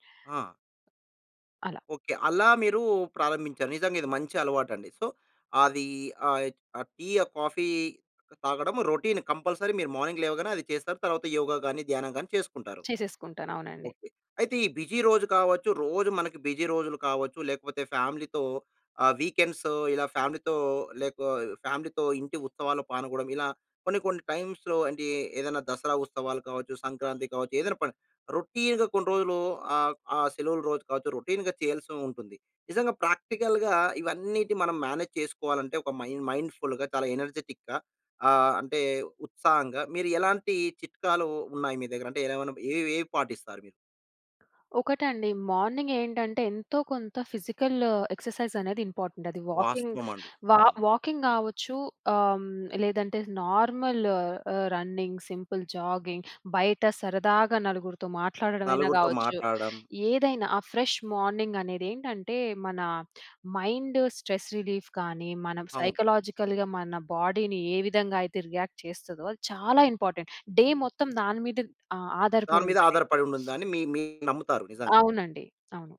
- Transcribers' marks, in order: in English: "సో"; in English: "రొటీన్ కంపల్సరీ"; in English: "మార్నింగ్"; in English: "యోగా"; in English: "బిజీ"; in English: "బిజీ"; in English: "ఫ్యామిలీతో"; in English: "వీకెండ్స్"; in English: "ఫ్యామిలీతో"; in English: "ఫ్యామిలీతో"; in English: "టైమ్స్‌లో"; in English: "రొటీన్‌గా"; in English: "రొటీన్‌గా"; in English: "ప్రాక్టికల్‌గా"; in English: "మేనేజ్"; in English: "మైండ్ మైండ్‌ఫుల్‌గా"; in English: "ఎనర్జిటిక్‌గా"; other background noise; in English: "మార్నింగ్"; in English: "ఫిజికల్ ఎక్సర్సైజ్"; in English: "ఇంపార్టెంట్"; in English: "వాకింగ్ వా వాకింగ్"; in English: "నార్మల్"; in English: "రన్నింగ్, సింపుల్ జాగింగ్"; in English: "ఫ్రెష్ మార్నింగ్"; in English: "మైండ్ స్ట్రెస్ రిలీఫ్‌గాని"; in English: "సైకలాజికల్‌గా"; in English: "బాడీ‌ని"; in English: "రియాక్ట్"; in English: "ఇంపార్టెంట్. డే"; sniff
- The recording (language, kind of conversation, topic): Telugu, podcast, ఉదయాన్ని శ్రద్ధగా ప్రారంభించడానికి మీరు పాటించే దినచర్య ఎలా ఉంటుంది?